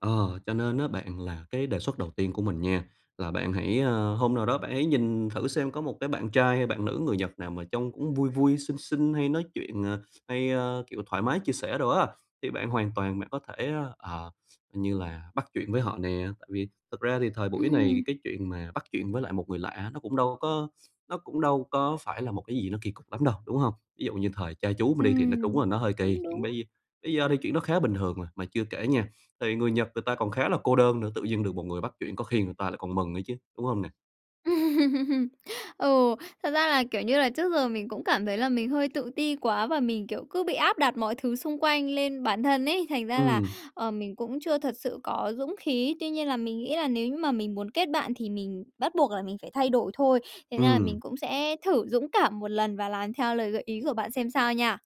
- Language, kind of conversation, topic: Vietnamese, advice, Làm sao để kết bạn ở nơi mới?
- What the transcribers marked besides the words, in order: tapping; sniff; sniff; sniff; laugh